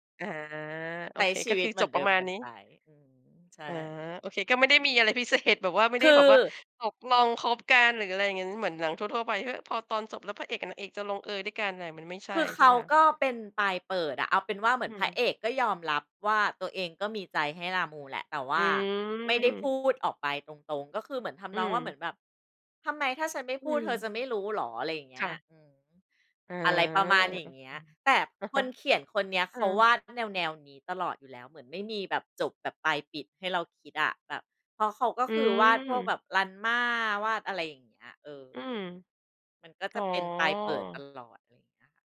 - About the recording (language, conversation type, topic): Thai, podcast, ตอนเด็กๆ คุณเคยสะสมอะไรบ้าง เล่าให้ฟังหน่อยได้ไหม?
- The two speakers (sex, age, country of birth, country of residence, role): female, 40-44, Thailand, Thailand, guest; female, 50-54, Thailand, Thailand, host
- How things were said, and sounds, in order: laughing while speaking: "ก็ไม่ได้มีอะไร พิเศษ แบบว่า ไม่ได้แบบว่า"